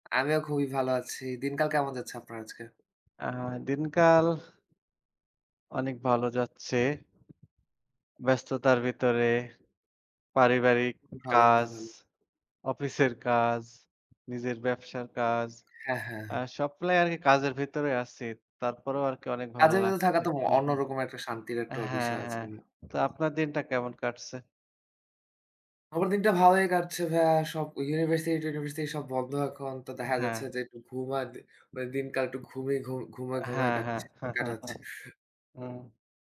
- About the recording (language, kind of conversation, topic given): Bengali, unstructured, আপনি কোন উপায়ে নিজের পরিচয় প্রকাশ করতে সবচেয়ে স্বাচ্ছন্দ্যবোধ করেন?
- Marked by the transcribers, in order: other background noise; "যাচ্ছে" said as "যাচ্চে"; "ভিতরে" said as "বিতরে"; tapping; chuckle